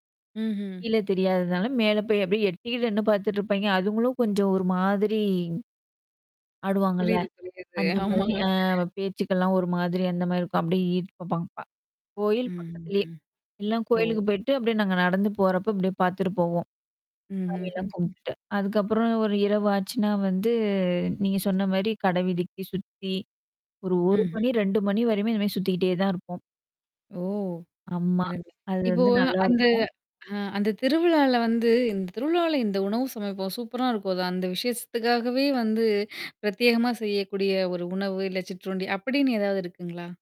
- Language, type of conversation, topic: Tamil, podcast, பழமைச் சிறப்பு கொண்ட ஒரு பாரம்பரியத் திருவிழாவைப் பற்றி நீங்கள் கூற முடியுமா?
- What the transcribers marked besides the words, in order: other background noise; distorted speech